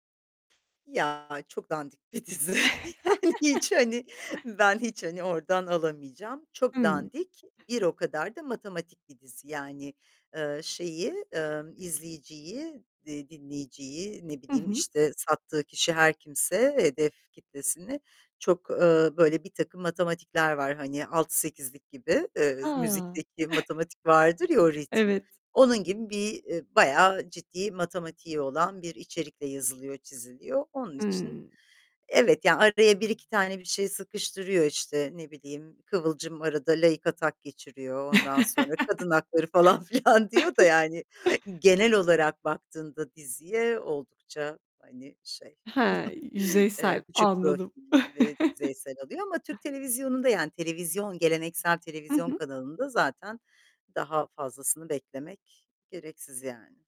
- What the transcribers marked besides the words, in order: static; distorted speech; chuckle; tapping; chuckle; chuckle; laughing while speaking: "falan filan diyor"; chuckle; chuckle
- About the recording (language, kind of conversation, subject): Turkish, podcast, Dinleme alışkanlıklarını anlatır mısın?